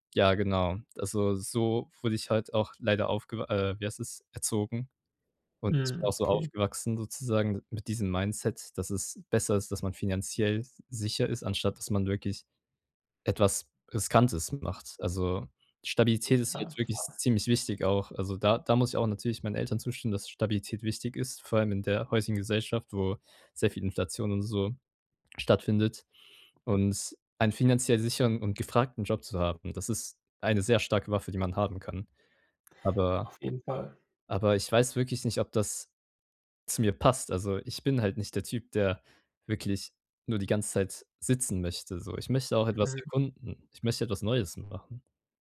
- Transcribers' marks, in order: swallow; other background noise
- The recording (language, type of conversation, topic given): German, advice, Wie kann ich klare Prioritäten zwischen meinen persönlichen und beruflichen Zielen setzen?